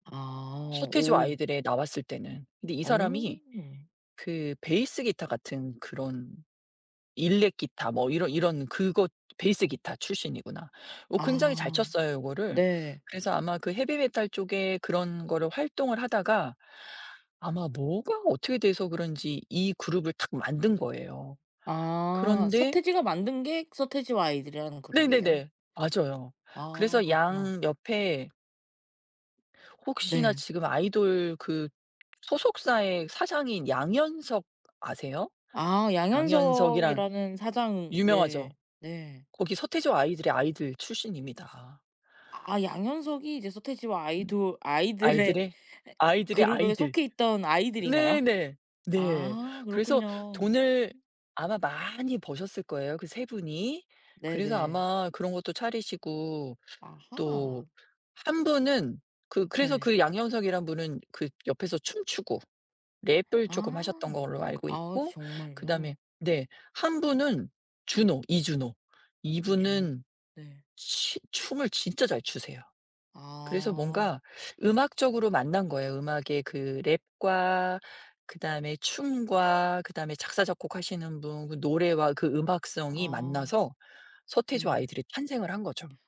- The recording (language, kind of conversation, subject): Korean, podcast, 고등학교 시절에 늘 듣던 대표적인 노래는 무엇이었나요?
- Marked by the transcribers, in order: tapping; other background noise; laughing while speaking: "아이들의"